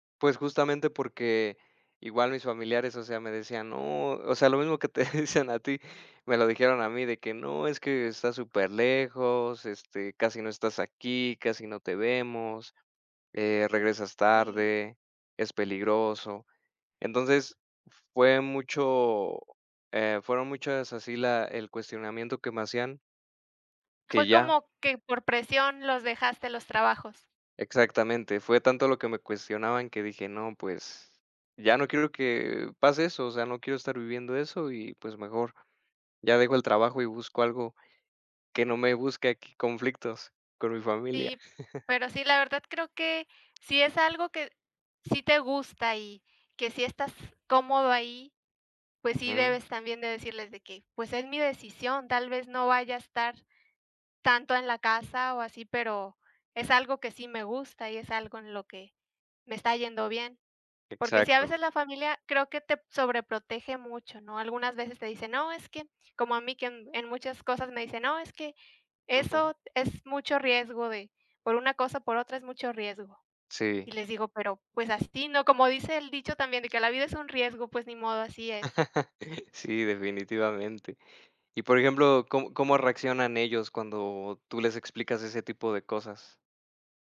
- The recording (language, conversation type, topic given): Spanish, unstructured, ¿Cómo reaccionas si un familiar no respeta tus decisiones?
- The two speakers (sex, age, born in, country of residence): female, 30-34, Mexico, Mexico; male, 35-39, Mexico, Mexico
- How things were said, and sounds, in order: laughing while speaking: "dicen"; other background noise; chuckle; chuckle